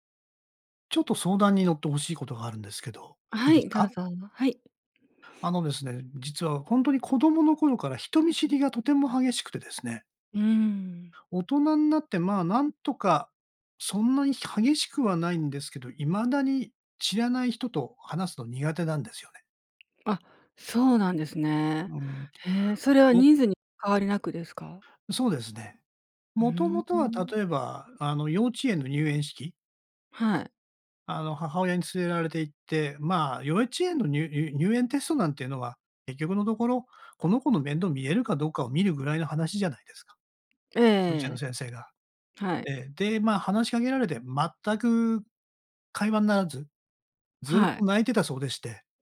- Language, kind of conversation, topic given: Japanese, advice, 社交の場で緊張して人と距離を置いてしまうのはなぜですか？
- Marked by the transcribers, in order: none